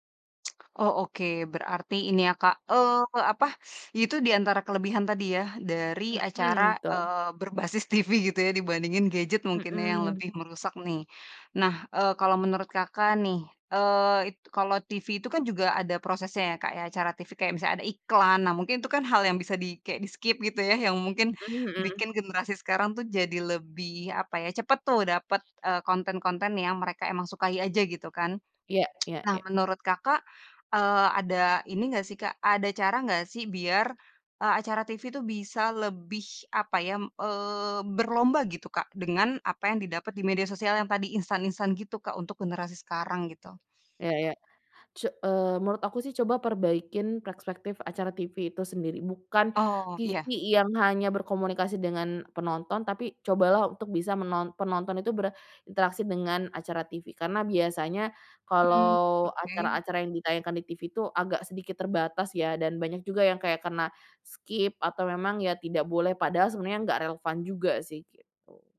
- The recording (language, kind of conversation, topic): Indonesian, podcast, Menurut kamu, bagaimana pengaruh media sosial terhadap popularitas acara televisi?
- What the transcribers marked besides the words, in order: other background noise; teeth sucking; in English: "di-skip"; tsk; in English: "skip"